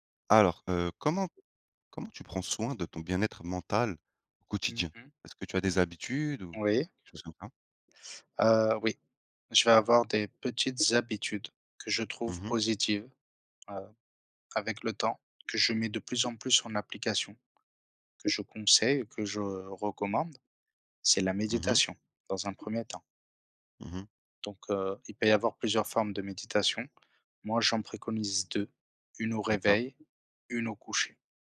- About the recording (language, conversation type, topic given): French, unstructured, Comment prends-tu soin de ton bien-être mental au quotidien ?
- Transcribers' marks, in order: other background noise; tapping